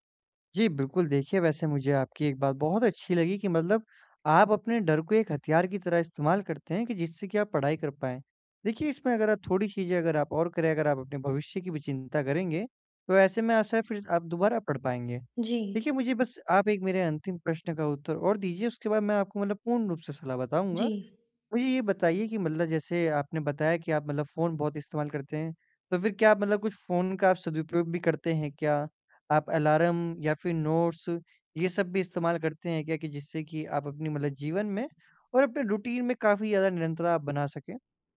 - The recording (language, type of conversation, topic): Hindi, advice, मैं अपनी दिनचर्या में निरंतरता कैसे बनाए रख सकता/सकती हूँ?
- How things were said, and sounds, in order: in English: "अलार्म"; in English: "नोट्स"; in English: "रूटीन"